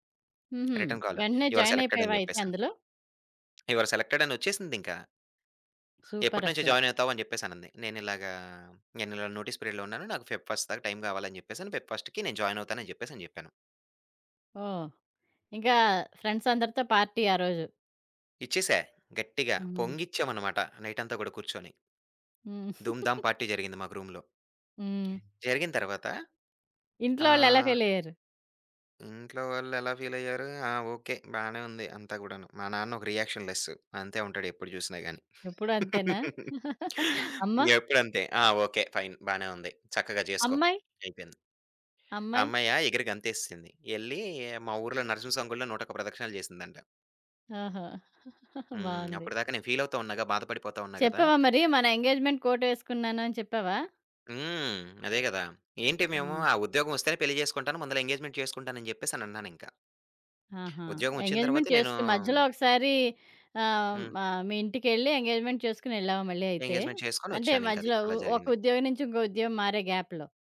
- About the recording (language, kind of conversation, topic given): Telugu, podcast, ఉద్యోగ భద్రతా లేదా స్వేచ్ఛ — మీకు ఏది ఎక్కువ ముఖ్యమైంది?
- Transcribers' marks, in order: other background noise; in English: "రిటర్న్ కాల్, యూ అర్"; in English: "యూ అర్"; in English: "నోటీస్ పీరియడ్‌లో"; in English: "ఫెబ్ ఫస్ట్"; in English: "ఫెబ్ ఫస్ట్‌కి"; in English: "పార్టీ"; giggle; in English: "పార్టీ"; in English: "రూమ్‌లో"; laugh; chuckle; in English: "ఫైన్"; chuckle; in English: "ఎంగేజ్మెంట్ కోట్"; in English: "ఎంగేజ్మెంట్"; in English: "ఎంగేజ్మెంట్"; in English: "ఎంగేజ్మెంట్"; in English: "ఎంగేజ్మెంట్"; in English: "గ్యాప్‌లో"